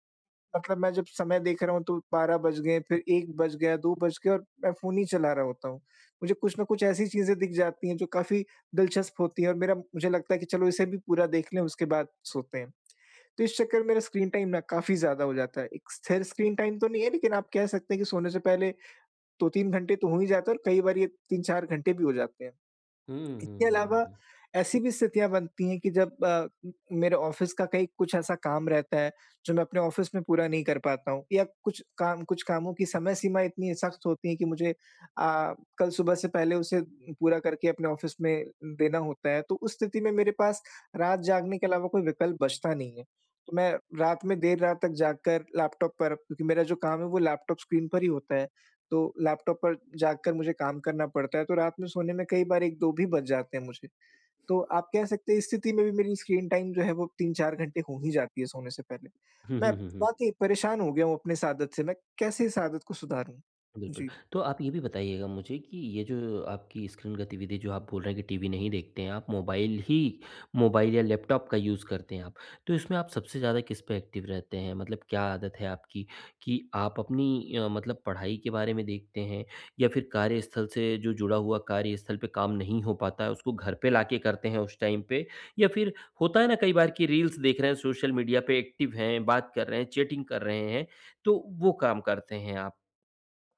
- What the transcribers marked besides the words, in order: tapping; in English: "स्क्रीन टाइम"; in English: "स्क्रीन टाइम"; in English: "ऑफ़िस"; in English: "ऑफ़िस"; in English: "ऑफ़िस"; in English: "स्क्रीन टाइम"; in English: "यूज़"; in English: "एक्टिव"; in English: "टाइम"; in English: "एक्टिव"; in English: "चैटिंग"
- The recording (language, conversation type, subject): Hindi, advice, सोने से पहले स्क्रीन इस्तेमाल करने की आदत